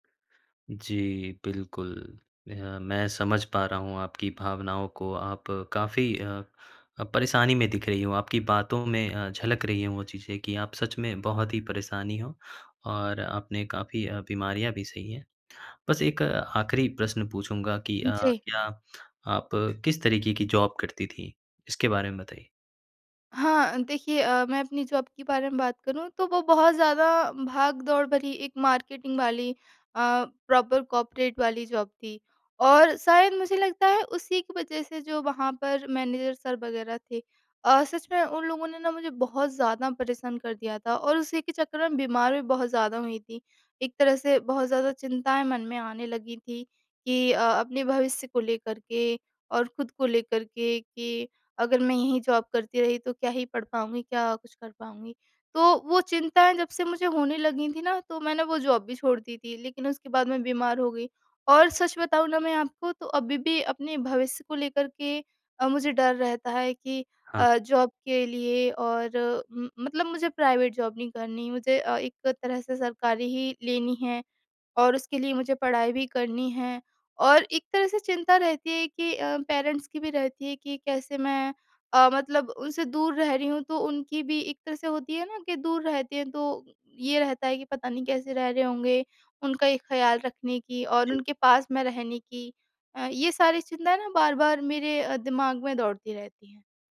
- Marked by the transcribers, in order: in English: "जॉब"; in English: "जॉब"; in English: "प्रॉपर कॉपरेट"; in English: "जॉब"; in English: "मैनेजर सर"; in English: "जॉब"; in English: "जॉब"; in English: "जॉब"; in English: "प्राइवेट जॉब"; in English: "पेरेंट्स"
- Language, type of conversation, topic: Hindi, advice, रात को चिंता के कारण नींद न आना और बेचैनी